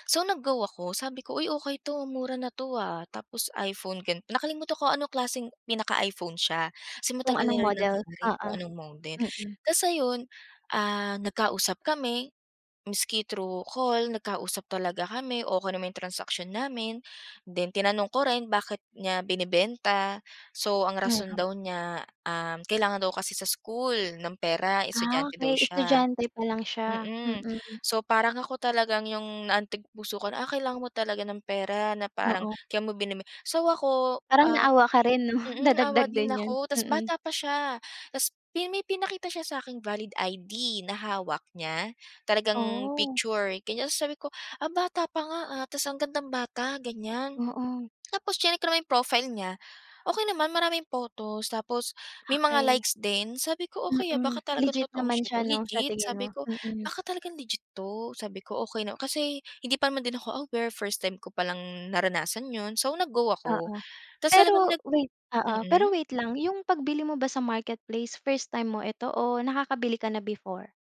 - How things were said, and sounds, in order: other background noise; tapping; laughing while speaking: "'no"
- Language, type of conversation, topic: Filipino, podcast, Paano ka makakaiwas sa mga panloloko sa internet at mga pagtatangkang nakawin ang iyong impormasyon?